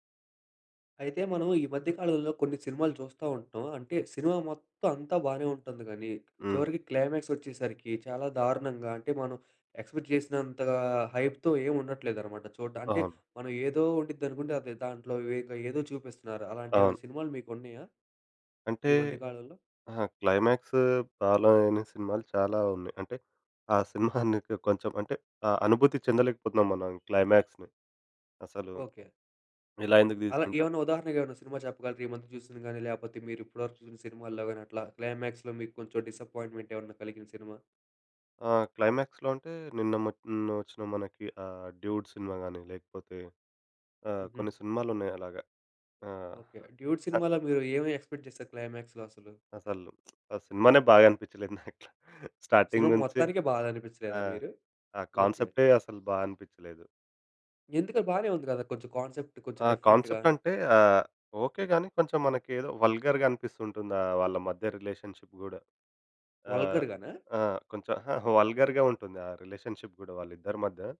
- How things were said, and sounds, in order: in English: "క్లైమాక్స్"; in English: "ఎక్స్‌పెక్ట్"; in English: "హైప్‌తో"; in English: "క్లైమాక్స్ ఫాలో"; chuckle; in English: "క్లైమాక్స్‌ని"; in English: "క్లైమాక్స్‌లో"; in English: "డిసప్పాయింట్మెంట్"; in English: "క్లైమాక్స్‌లో"; in English: "ఎక్స్‌పెక్ట్"; in English: "క్లైమాక్స్‌లో"; lip smack; chuckle; other background noise; in English: "స్టార్టింగ్"; in English: "కాన్సెప్ట్"; in English: "కాన్సెప్ట్"; in English: "డిఫరెంట్‌గా"; in English: "వల్గర్‌గా"; in English: "రిలేషన్‌షిప్"; in English: "వల్గర్‌గానా?"; in English: "వల్గర్‌గా"; in English: "రిలేషన్‌షిప్"
- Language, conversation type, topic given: Telugu, podcast, సినిమాకు ఏ రకమైన ముగింపు ఉంటే బాగుంటుందని మీకు అనిపిస్తుంది?